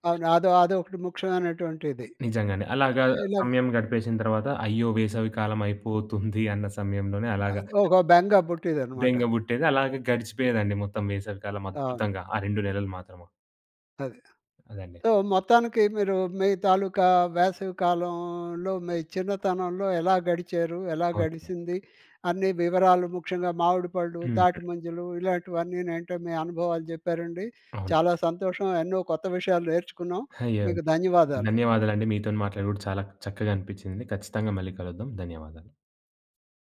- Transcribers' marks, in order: giggle; other background noise; in English: "సో"
- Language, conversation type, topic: Telugu, podcast, మీ చిన్నతనంలో వేసవికాలం ఎలా గడిచేది?